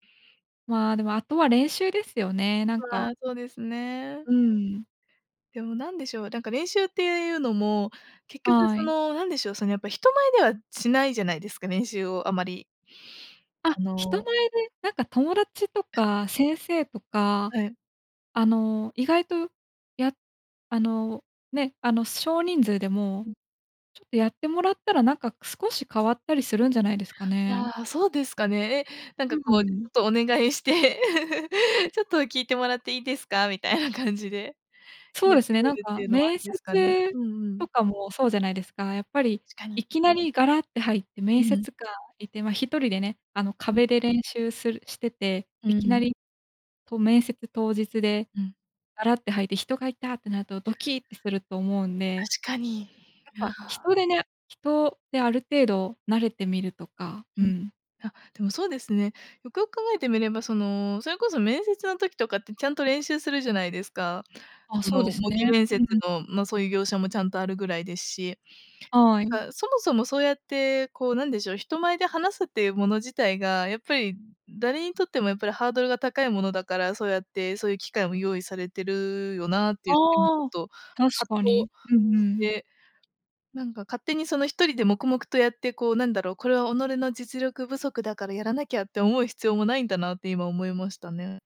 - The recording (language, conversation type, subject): Japanese, advice, 人前で話すと強い緊張で頭が真っ白になるのはなぜですか？
- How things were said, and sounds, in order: other background noise; chuckle; chuckle; unintelligible speech